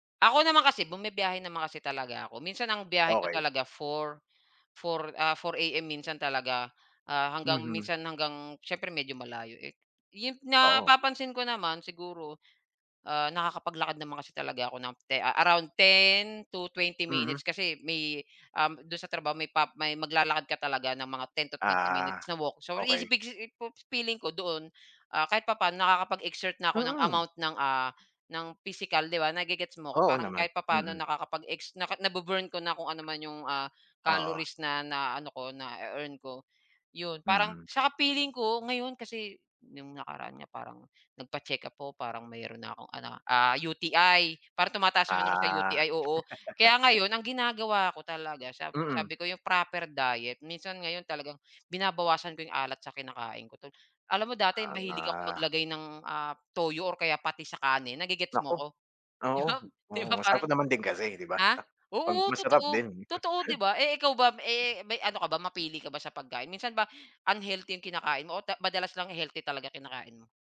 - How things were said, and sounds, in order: stressed: "Mm mm"; laugh; laughing while speaking: "Ma, baka puwedeng, ah, bili ako nito kahit ano"; chuckle
- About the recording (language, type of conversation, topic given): Filipino, unstructured, Ano ang ginagawa mo para manatiling malusog ang katawan mo?